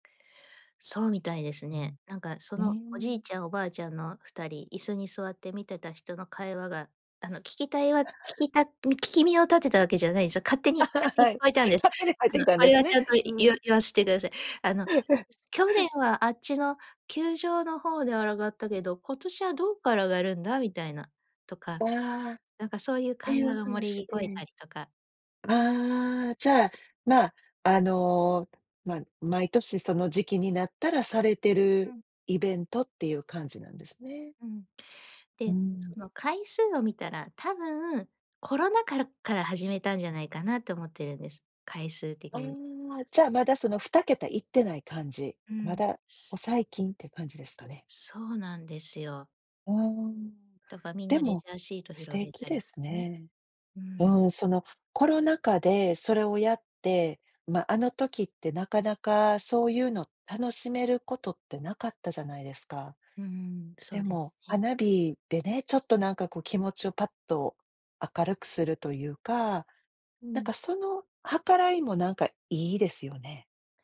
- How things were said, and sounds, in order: other noise; "聞耳" said as "ききみ"; laugh; laughing while speaking: "勝手に入ってきたんですね"; laugh; "上がった" said as "あらがった"; "漏れ聞こえたり" said as "もれぎこえたり"
- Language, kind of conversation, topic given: Japanese, podcast, 最近、どんな小さな幸せがありましたか？